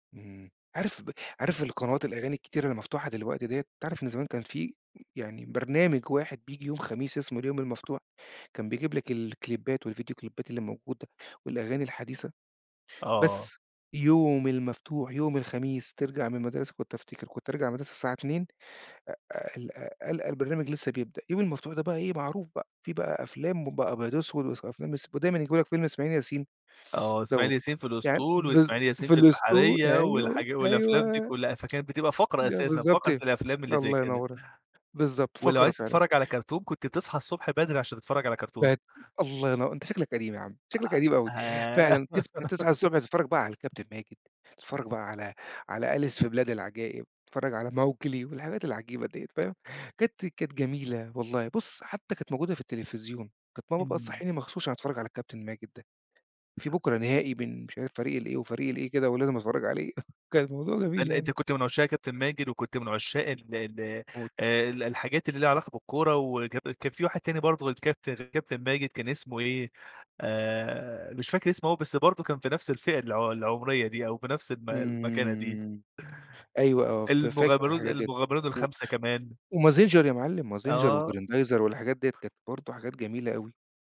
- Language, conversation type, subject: Arabic, podcast, إيه اللعبة اللي كان ليها تأثير كبير على عيلتك؟
- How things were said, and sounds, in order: tapping; in English: "الكليبات"; in English: "كليبات"; laugh; "مخصوص" said as "مخشوص"; laugh; drawn out: "إمم"